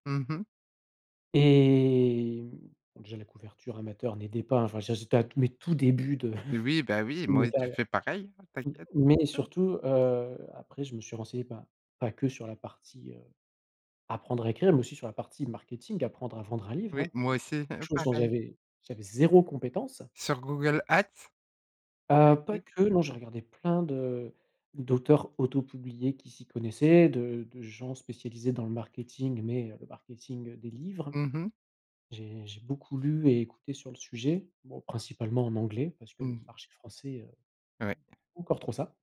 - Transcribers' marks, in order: chuckle; chuckle; other background noise; chuckle
- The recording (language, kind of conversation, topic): French, podcast, Quelle compétence as-tu apprise en autodidacte ?
- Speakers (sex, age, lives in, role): female, 40-44, France, host; male, 40-44, France, guest